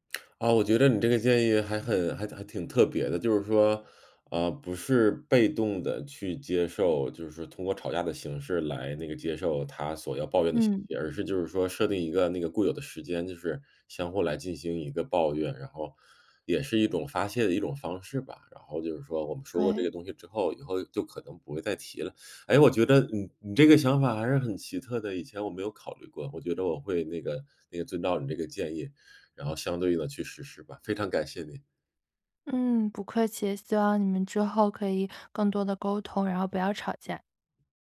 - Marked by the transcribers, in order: none
- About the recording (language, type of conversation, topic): Chinese, advice, 在争吵中如何保持冷静并有效沟通？